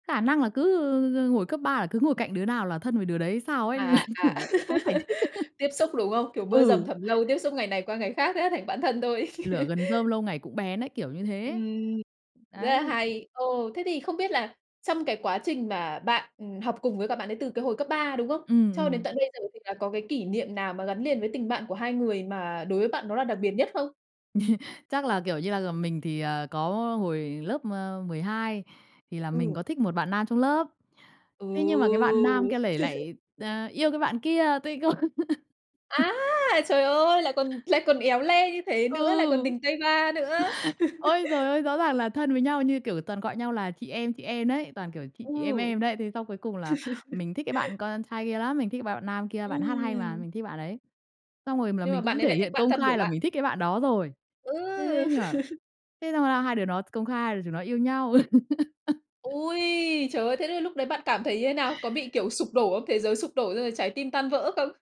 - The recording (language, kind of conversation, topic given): Vietnamese, podcast, Bạn đã bao giờ tình cờ gặp ai đó rồi trở thành bạn thân với họ chưa?
- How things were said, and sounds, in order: tapping; drawn out: "cứ"; laugh; chuckle; laughing while speaking: "Kiểu"; chuckle; other background noise; laugh; chuckle; drawn out: "Ừ!"; chuckle; laughing while speaking: "không"; laugh; other noise; laugh; chuckle; laugh; laugh